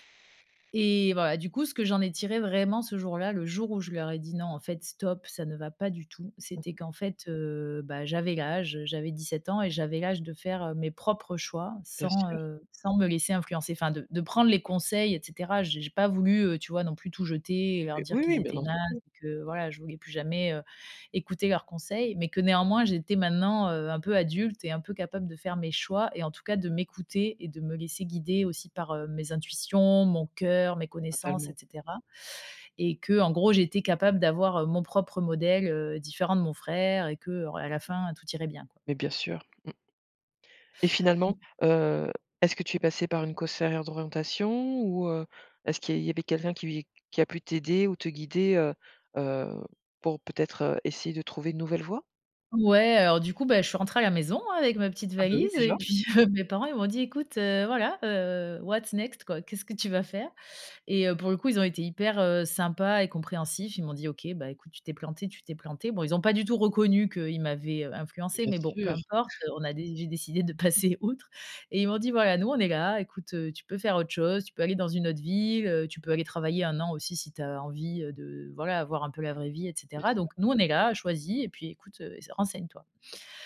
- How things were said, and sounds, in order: tapping; laughing while speaking: "heu, mes parents"; in English: "what's next ?"; chuckle; laughing while speaking: "décidé de passer outre"
- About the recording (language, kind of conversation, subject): French, podcast, Quand as-tu pris une décision que tu regrettes, et qu’en as-tu tiré ?